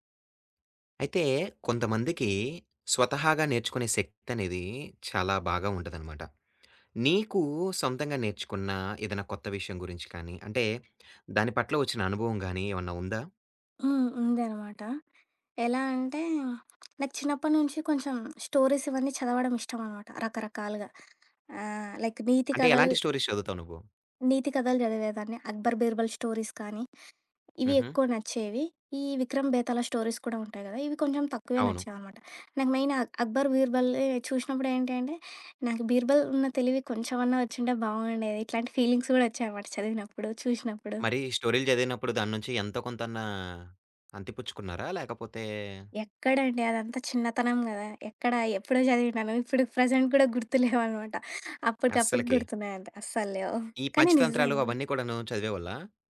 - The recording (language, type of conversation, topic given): Telugu, podcast, సొంతంగా కొత్త విషయం నేర్చుకున్న అనుభవం గురించి చెప్పగలవా?
- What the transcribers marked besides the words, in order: other background noise; in English: "స్టోరీస్"; in English: "లైక్"; in English: "స్టోరీస్"; in English: "స్టోరీస్"; in English: "స్టోరీస్"; in English: "మెయిన్"; in English: "ఫీలింగ్స్"; laughing while speaking: "ఎక్కడ, ఎప్పుడో జదివినాను. ఇప్పుడు ప్రెజెంట్ … లేవు. కానీ నిజంగా"; in English: "ప్రెజెంట్"